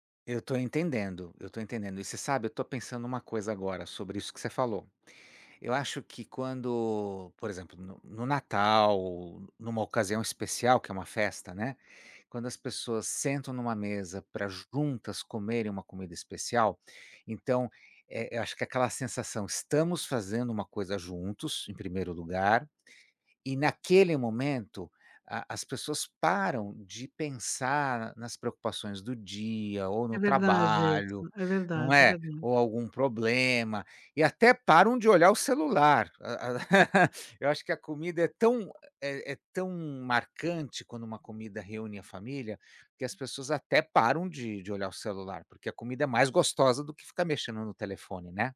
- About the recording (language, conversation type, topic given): Portuguese, unstructured, Você já percebeu como a comida une as pessoas em festas e encontros?
- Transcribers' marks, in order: tapping; laugh; other background noise